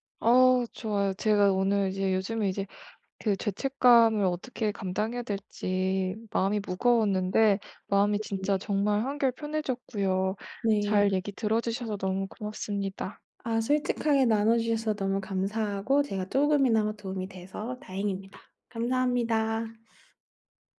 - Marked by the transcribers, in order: other background noise
- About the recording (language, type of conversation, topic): Korean, advice, 중단한 뒤 죄책감 때문에 다시 시작하지 못하는 상황을 어떻게 극복할 수 있을까요?